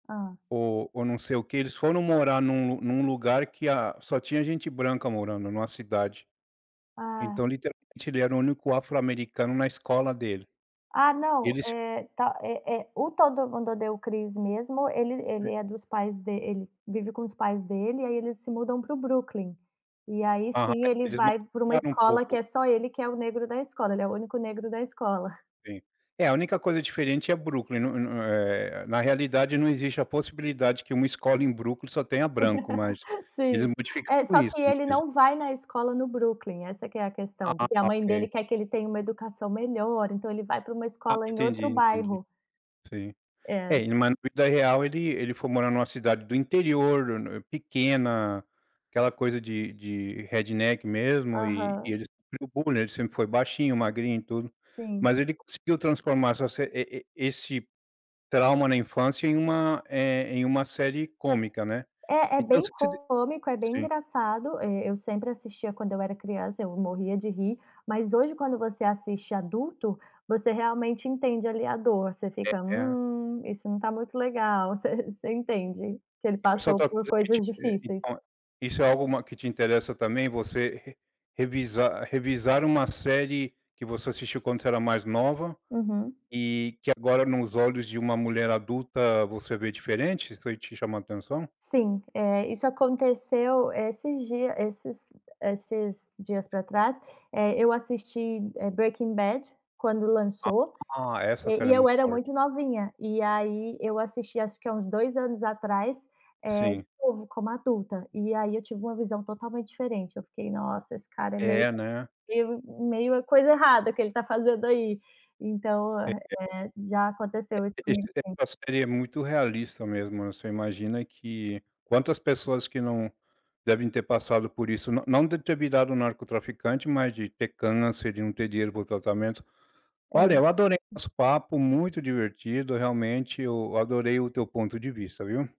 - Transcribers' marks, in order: tapping; other background noise; laugh; unintelligible speech; in English: "redneck"; chuckle; unintelligible speech; unintelligible speech
- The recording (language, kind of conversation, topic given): Portuguese, podcast, O que faz uma série se tornar viciante, na sua opinião?